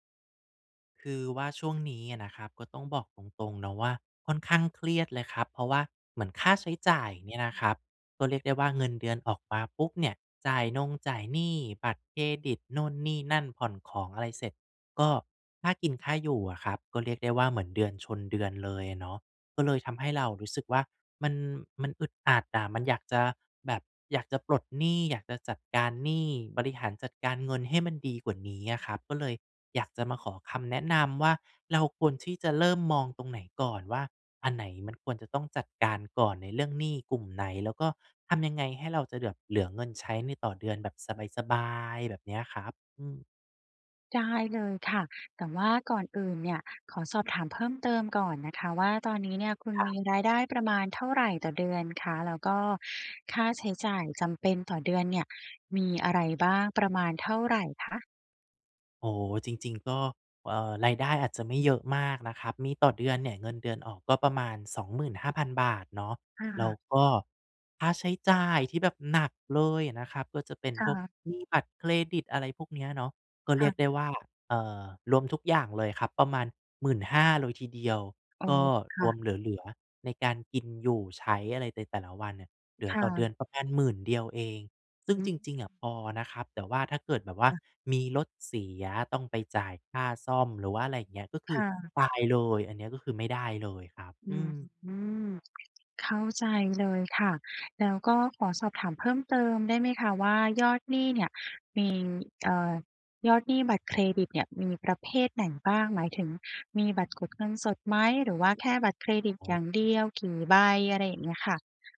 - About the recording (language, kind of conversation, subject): Thai, advice, ฉันควรจัดการหนี้และค่าใช้จ่ายฉุกเฉินอย่างไรเมื่อรายได้ไม่พอ?
- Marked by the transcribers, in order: other background noise